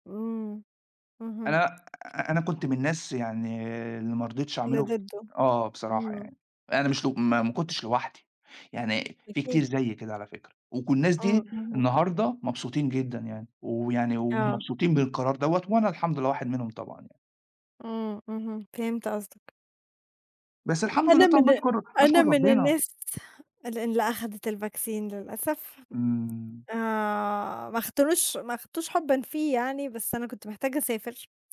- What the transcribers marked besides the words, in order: chuckle; in English: "الvaccine"; tapping
- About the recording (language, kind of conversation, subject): Arabic, unstructured, إيه هي الأهداف اللي عايز تحققها في السنين الجاية؟